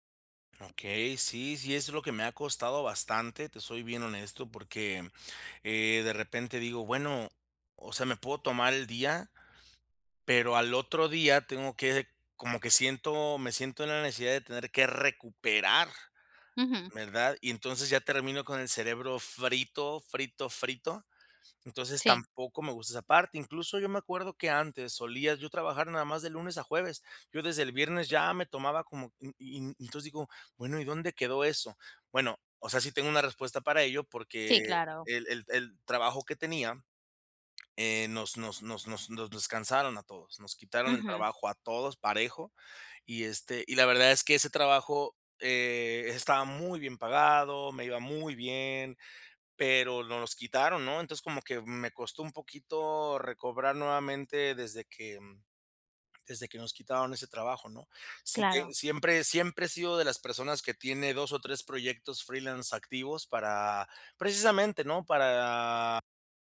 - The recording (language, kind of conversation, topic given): Spanish, advice, ¿Cómo puedo manejar el estrés durante celebraciones y vacaciones?
- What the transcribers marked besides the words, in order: none